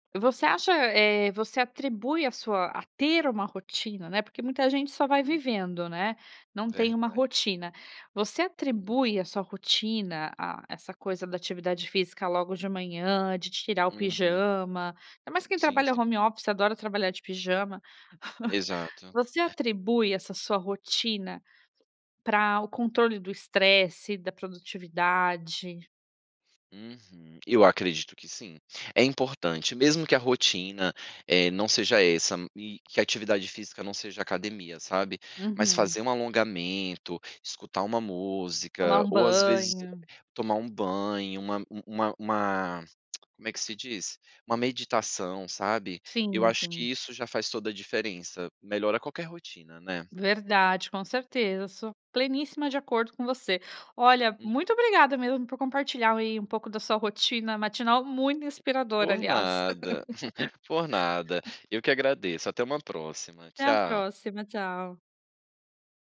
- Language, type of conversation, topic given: Portuguese, podcast, Como é sua rotina matinal para começar bem o dia?
- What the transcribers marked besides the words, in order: chuckle; tongue click; chuckle; laugh